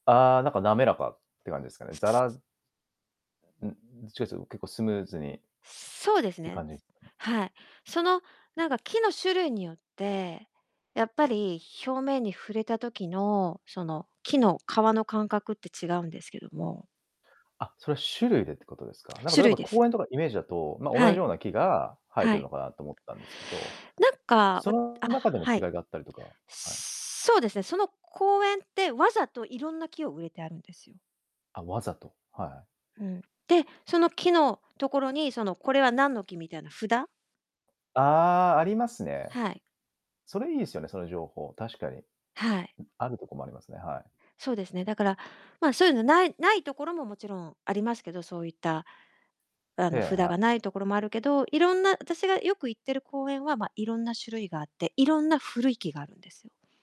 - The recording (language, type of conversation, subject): Japanese, podcast, 古い木に触れたとき、どんな気持ちになりますか？
- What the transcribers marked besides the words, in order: static; distorted speech